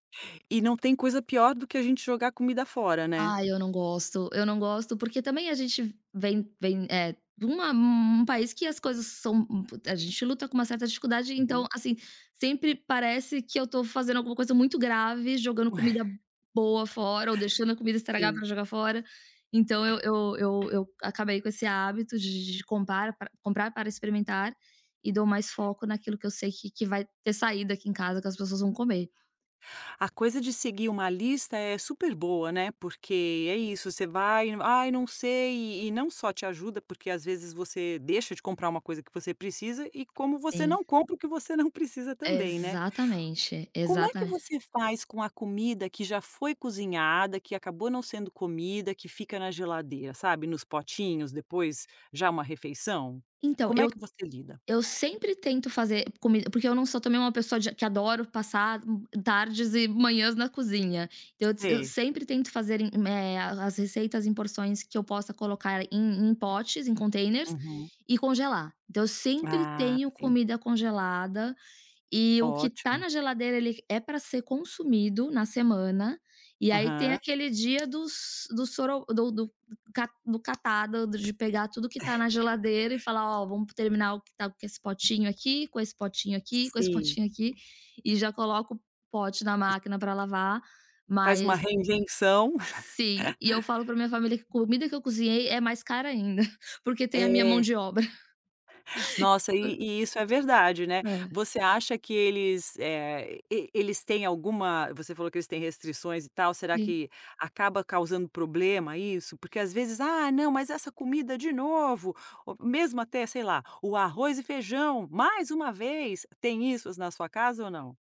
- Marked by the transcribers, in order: tapping; chuckle; other background noise; tongue click; chuckle; chuckle; chuckle
- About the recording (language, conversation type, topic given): Portuguese, podcast, Que hábitos diários ajudam você a reduzir lixo e desperdício?